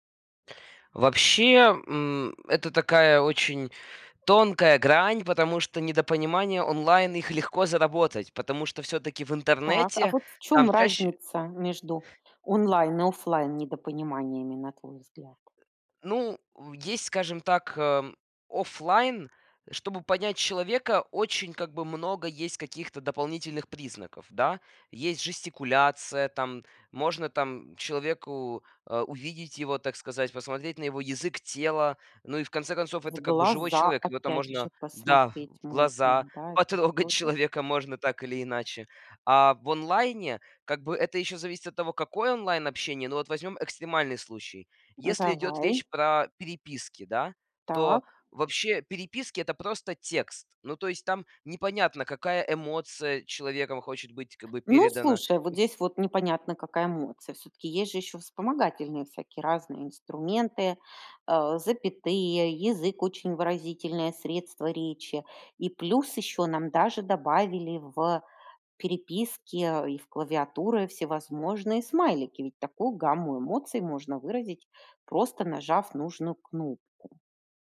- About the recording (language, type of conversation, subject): Russian, podcast, Что помогает избежать недопониманий онлайн?
- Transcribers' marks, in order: other background noise; laughing while speaking: "потрогать человека можно"